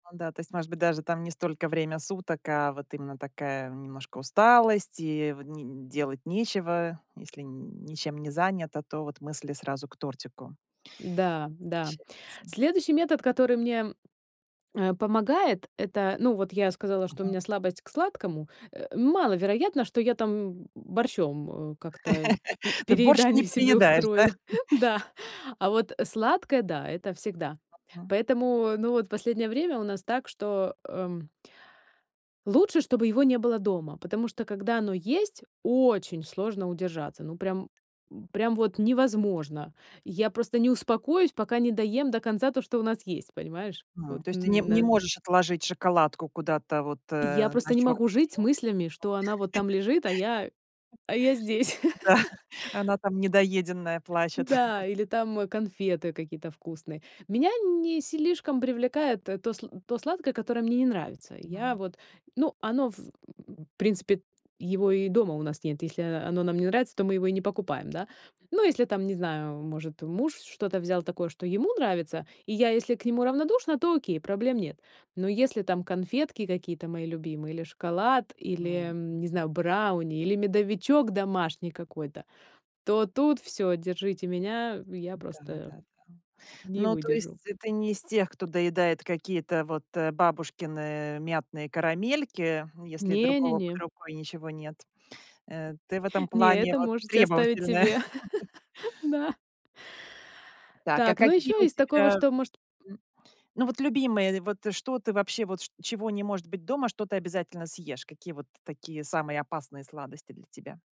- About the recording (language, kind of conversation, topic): Russian, podcast, Что помогает тебе не переедать по вечерам?
- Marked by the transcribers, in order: unintelligible speech; other background noise; laugh; laughing while speaking: "переедание себе устрою"; laugh; laugh; laugh; chuckle; tapping; laugh